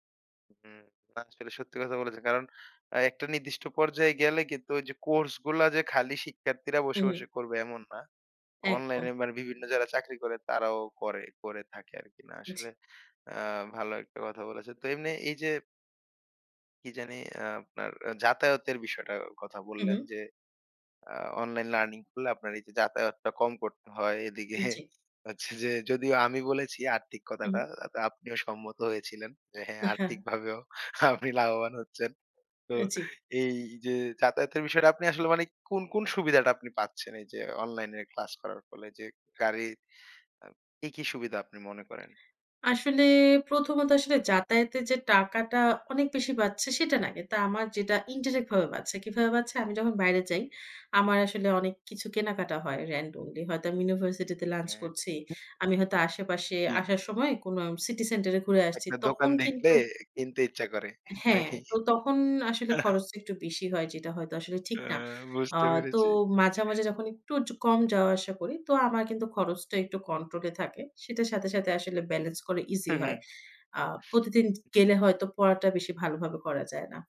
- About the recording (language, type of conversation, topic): Bengali, podcast, অনলাইন শিক্ষার অভিজ্ঞতা আপনার কেমন হয়েছে?
- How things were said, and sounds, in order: other background noise; laughing while speaking: "এদিকে"; laughing while speaking: "আপনি লাভবান হচ্ছেন তো"; tapping; "মানে" said as "মানেক"; in English: "randomly"; laughing while speaking: "নাকি?"; "মাঝে" said as "মাঝা"; laughing while speaking: "বুঝতে পেরেছি"